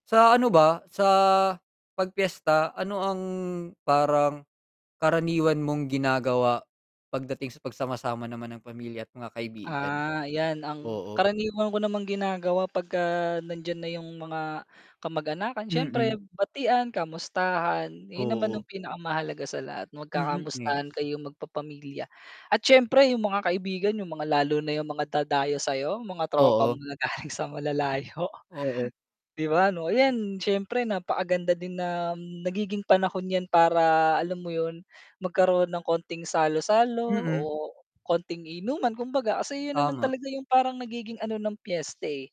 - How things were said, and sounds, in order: static; laughing while speaking: "galing sa malalayo"
- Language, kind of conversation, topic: Filipino, unstructured, Ano ang kasiyahang hatid ng pagdiriwang ng pista sa inyong lugar?